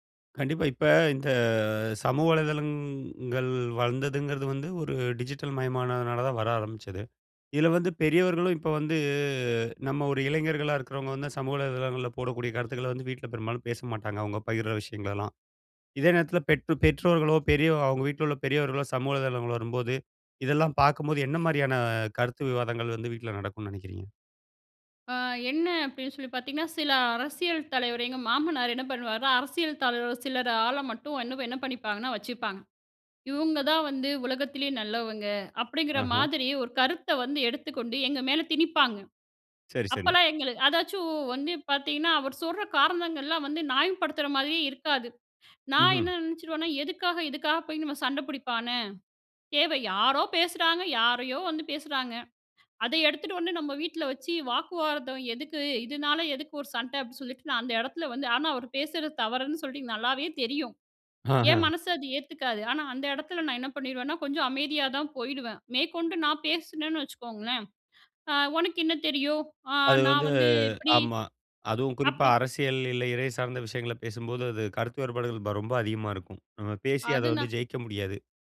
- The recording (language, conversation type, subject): Tamil, podcast, டிஜிட்டல் சாதனங்கள் உங்கள் உறவுகளை எவ்வாறு மாற்றியுள்ளன?
- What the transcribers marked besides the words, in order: none